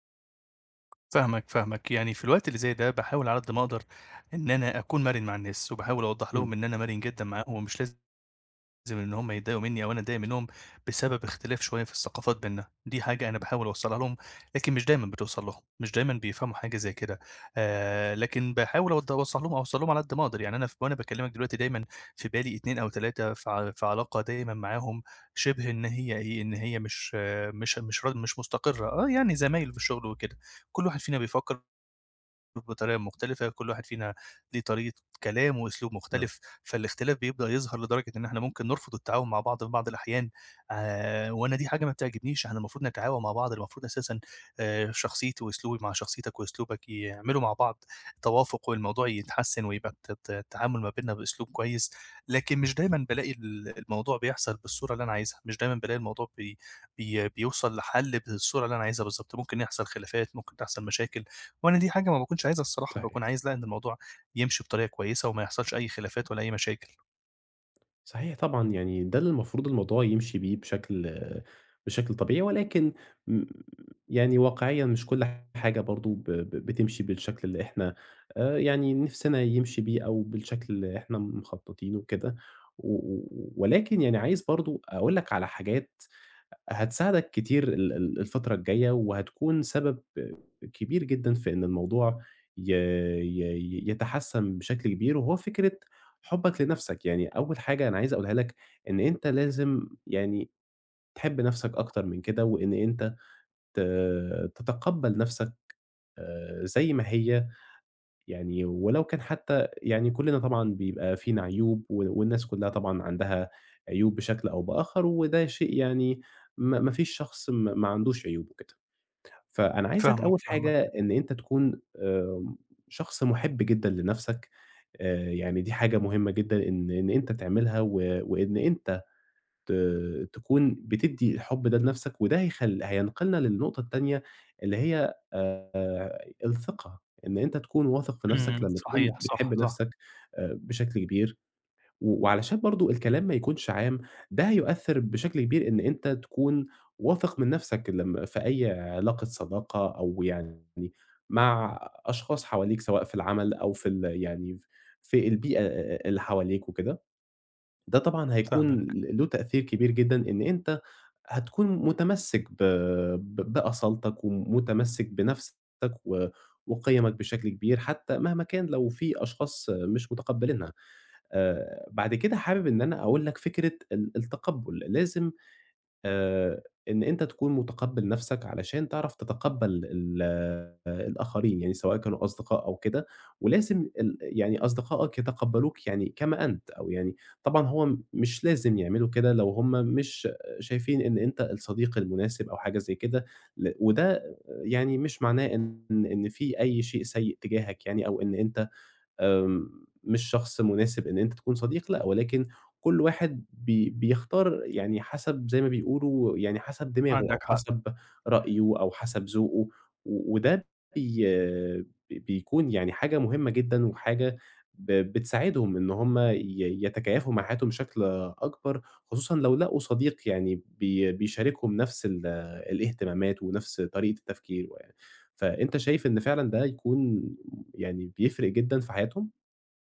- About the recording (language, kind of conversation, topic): Arabic, advice, إزاي أقدر أحافظ على شخصيتي وأصالتي من غير ما أخسر صحابي وأنا بحاول أرضي الناس؟
- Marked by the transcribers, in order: tapping; other noise